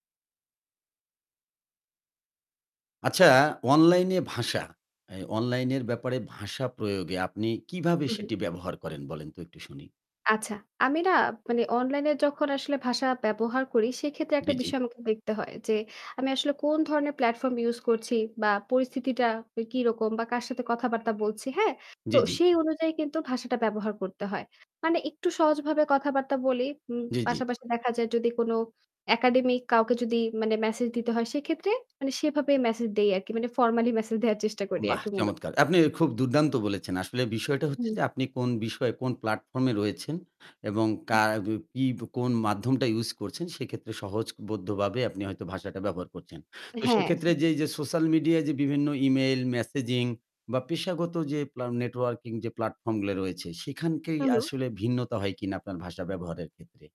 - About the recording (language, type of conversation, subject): Bengali, podcast, অনলাইনে আপনি কীভাবে ভাষা ব্যবহার করেন?
- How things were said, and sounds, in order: static; distorted speech; horn; laughing while speaking: "দেওয়ার চেষ্টা করি আরকি মূলত"; tapping; "সেখানেই" said as "সেখানকেই"